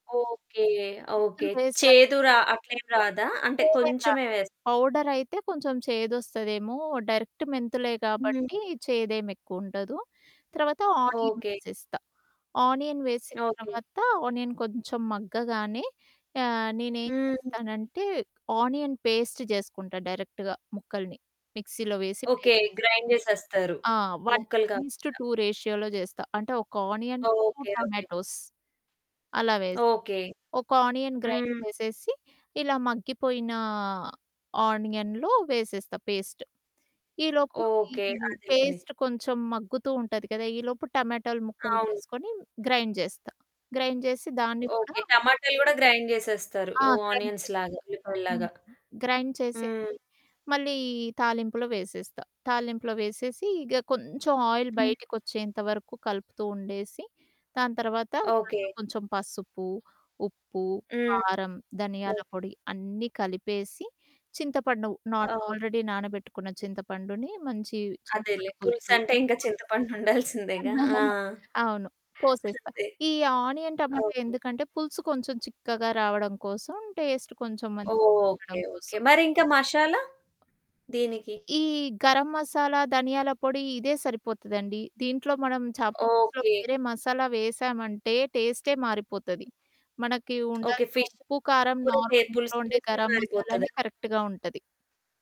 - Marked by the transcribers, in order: static; in English: "ఆనియన్"; in English: "ఆనియన్"; in English: "ఆనియన్ పేస్ట్"; in English: "డైరెక్ట్‌గా"; in English: "మిక్సీలో"; in English: "పేస్ట్"; in English: "గ్రైండ్"; in English: "వన్ వన్ ఇస్ టు టూ రేషియోలో"; in English: "ఆనియన్ టూ టమాటోస్"; in English: "ఆనియన్ గ్రైండ్"; in English: "ఆనియన్‌లో"; in English: "గ్రైండ్"; in English: "గ్రైండ్"; in English: "గ్రైండ్"; in English: "గ్రైండ్"; in English: "ఆనియన్స్"; in English: "గ్రైండ్"; in English: "ఆయిల్"; in English: "ఆల్రెడీ"; laughing while speaking: "చింతపండు ఉండాల్సిందేగా"; giggle; in English: "ఆనియన్"; in English: "టేస్ట్"; other background noise; in English: "నార్మల్"; tapping; in English: "ఫిష్"; in English: "కరెక్ట్‌గా"
- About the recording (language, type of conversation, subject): Telugu, podcast, మసాలాలను మార్చి వంటలో కొత్త రుచిని ఎలా సృష్టిస్తారు?